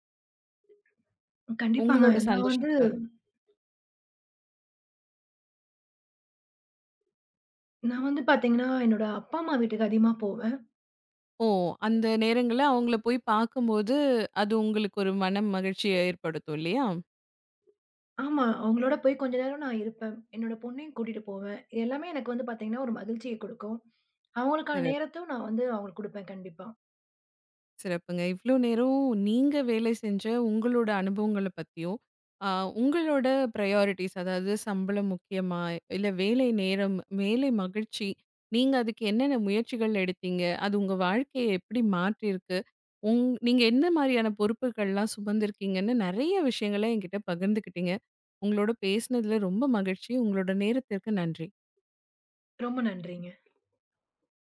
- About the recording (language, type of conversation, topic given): Tamil, podcast, சம்பளமும் வேலைத் திருப்தியும்—இவற்றில் எதற்கு நீங்கள் முன்னுரிமை அளிக்கிறீர்கள்?
- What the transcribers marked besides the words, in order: other noise; grunt; grunt; unintelligible speech; in English: "ப்ரியாரிட்டீஸ்"